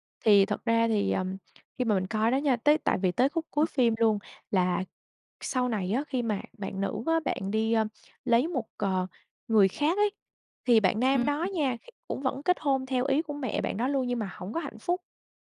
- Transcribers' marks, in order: other background noise; unintelligible speech
- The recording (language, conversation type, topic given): Vietnamese, podcast, Bạn từng cày bộ phim bộ nào đến mức mê mệt, và vì sao?